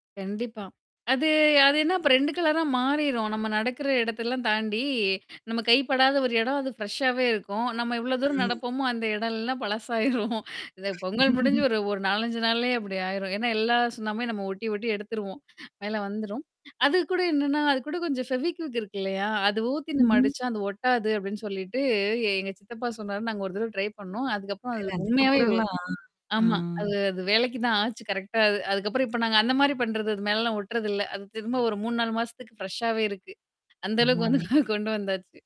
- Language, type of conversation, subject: Tamil, podcast, பொங்கல் நாள்களில் உங்கள் குடும்பத்தில் செய்யும் மிகவும் விசேஷமான வழக்கம் என்ன?
- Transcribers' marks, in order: in English: "ஃப்ரெஷ்ஷாவே"; laughing while speaking: "அந்த இடம்லல்லாம் பழசாயிரும். இ பொங்கல் … நாள்லேயே அப்டி ஆயிரும்"; static; distorted speech; chuckle; in English: "ஃபெவிக்விக்"; in English: "ட்ரை"; in English: "கரெக்ட்டா"; mechanical hum; in English: "ஃப்ரெஷ்ஷாவே"; laughing while speaking: "அந்த அளவுக்கு வந்துட்டு கொண்டு வந்தாச்சு"